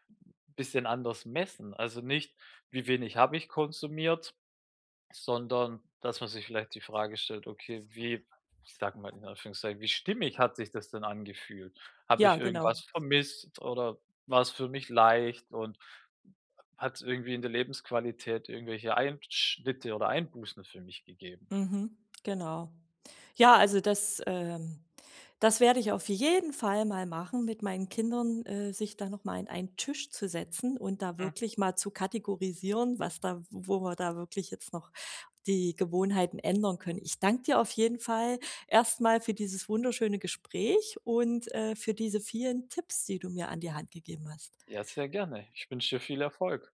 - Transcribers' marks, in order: stressed: "jeden"
- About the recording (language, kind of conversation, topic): German, advice, Wie kann ich meine Konsumgewohnheiten ändern, ohne Lebensqualität einzubüßen?